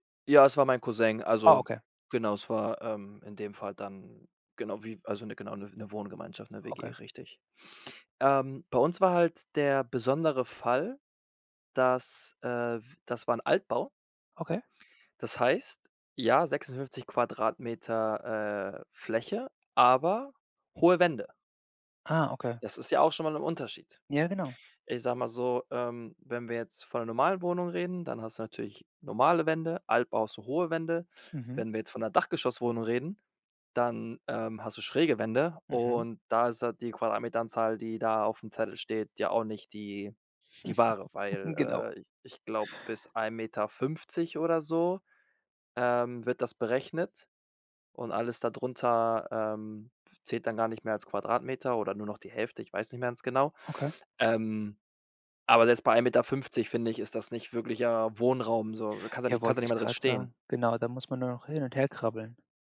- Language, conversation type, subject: German, podcast, Was sind deine besten Tipps, um eine kleine Wohnung optimal einzurichten?
- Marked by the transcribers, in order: other background noise; chuckle